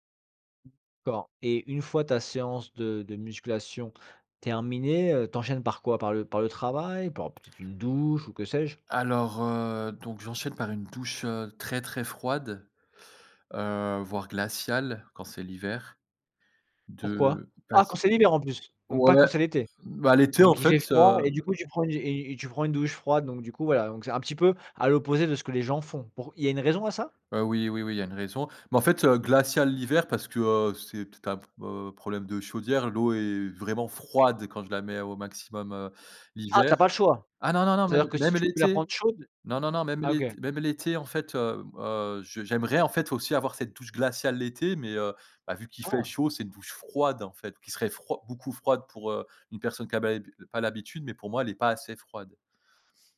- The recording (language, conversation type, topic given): French, podcast, Quelle est ta routine du matin à la maison, et que fais-tu en premier ?
- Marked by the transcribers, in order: other background noise; stressed: "Ah"; stressed: "froide"; stressed: "froide"